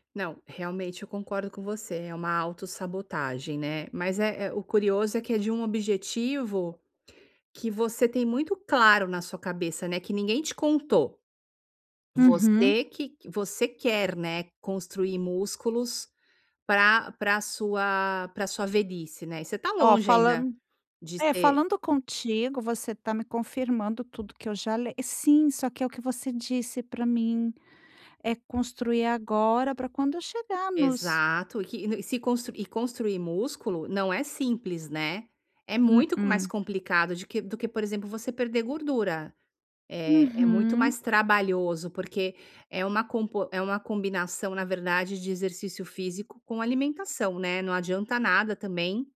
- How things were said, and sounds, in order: none
- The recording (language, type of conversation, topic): Portuguese, advice, Como posso manter a consistência nos meus hábitos quando sinto que estagnei?